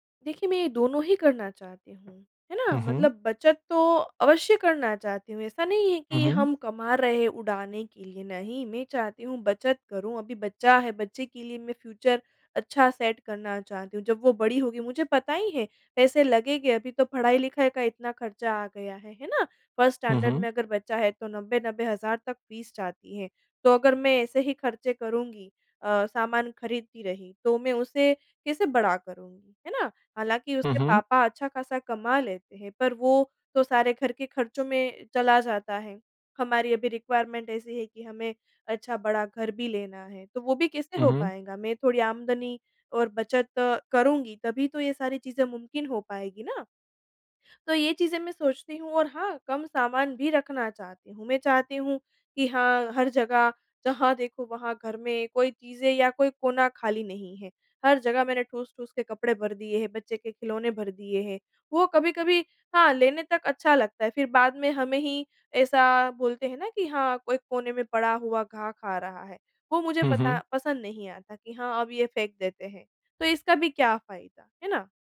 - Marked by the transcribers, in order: in English: "फ्यूचर"; in English: "सेट"; in English: "फर्स्ट स्टैंडर्ड"; in English: "फ़ीस"; in English: "रेक्विरमेंट"
- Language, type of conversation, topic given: Hindi, advice, सीमित आमदनी में समझदारी से खर्च करने की आदत कैसे डालें?